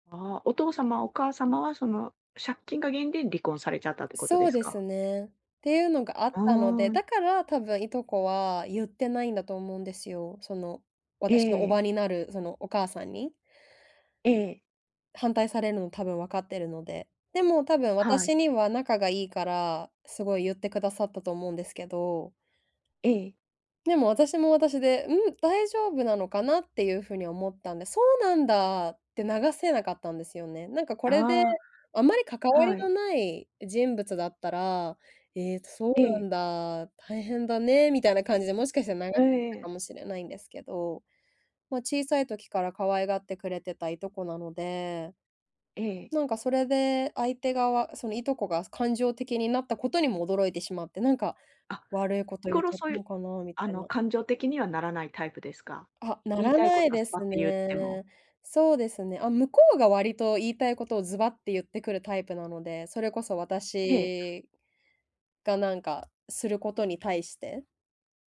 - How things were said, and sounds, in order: other noise
- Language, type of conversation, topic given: Japanese, advice, 家族の集まりで意見が対立したとき、どう対応すればよいですか？